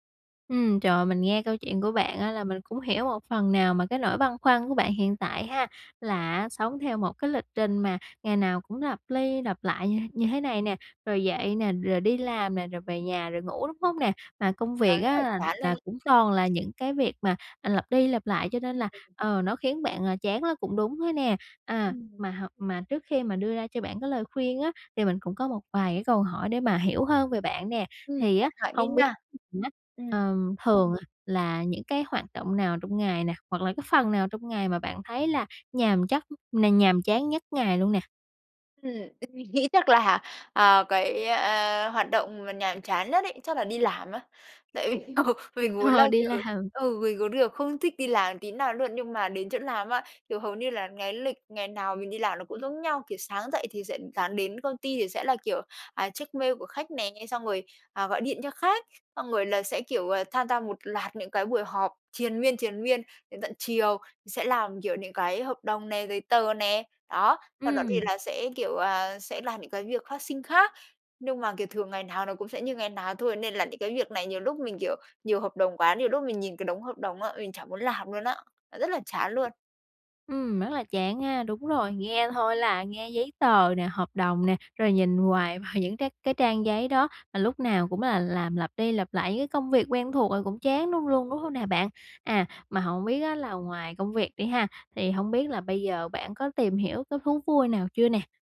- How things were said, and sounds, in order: tapping; other background noise; unintelligible speech; laughing while speaking: "ừ"; chuckle; laughing while speaking: "vào"
- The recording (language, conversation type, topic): Vietnamese, advice, Làm thế nào để tôi thoát khỏi lịch trình hằng ngày nhàm chán và thay đổi thói quen sống?